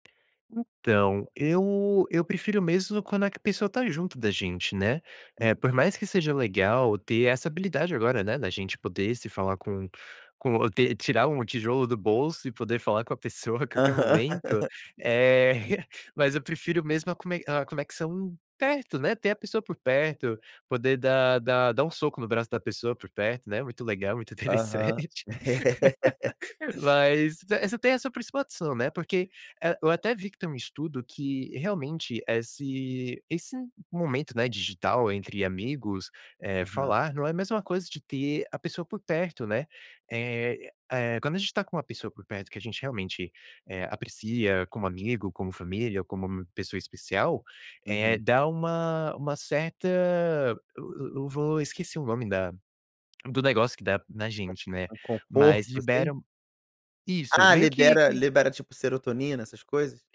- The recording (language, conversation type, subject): Portuguese, podcast, Como a conexão com outras pessoas ajuda na sua recuperação?
- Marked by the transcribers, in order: tapping; laughing while speaking: "Aham"; chuckle; laugh